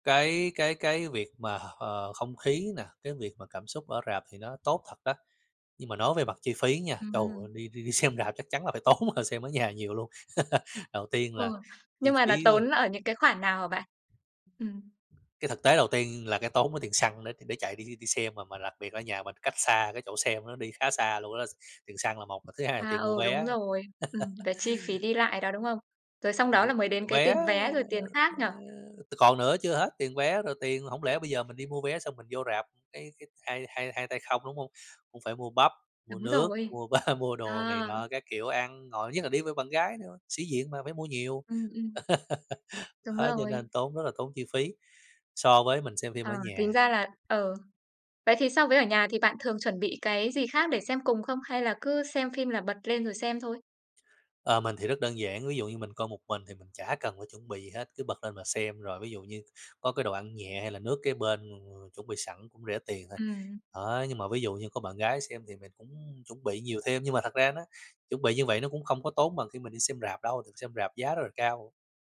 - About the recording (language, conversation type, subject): Vietnamese, podcast, Sự khác biệt giữa xem phim ở rạp và xem phim ở nhà là gì?
- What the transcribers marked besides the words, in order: laughing while speaking: "hơn"; chuckle; tapping; chuckle; laughing while speaking: "ba"; laugh